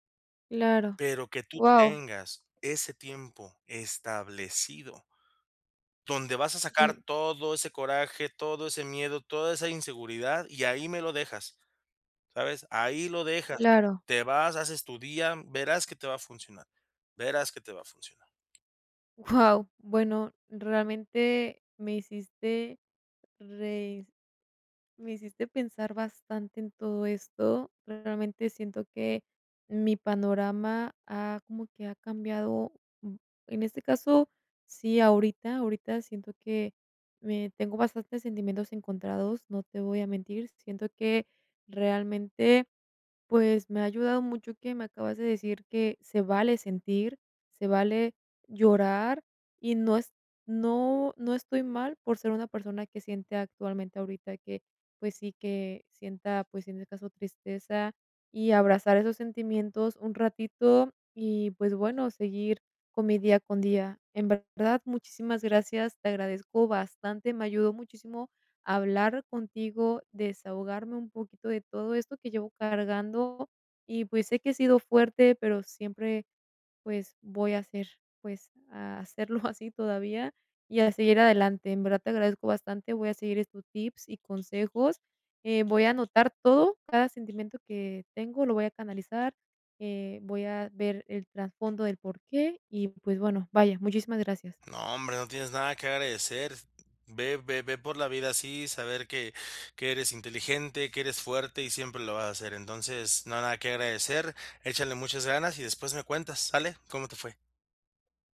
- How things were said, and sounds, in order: other background noise; laughing while speaking: "así"
- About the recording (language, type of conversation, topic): Spanish, advice, ¿Cómo puedo manejar reacciones emocionales intensas en mi día a día?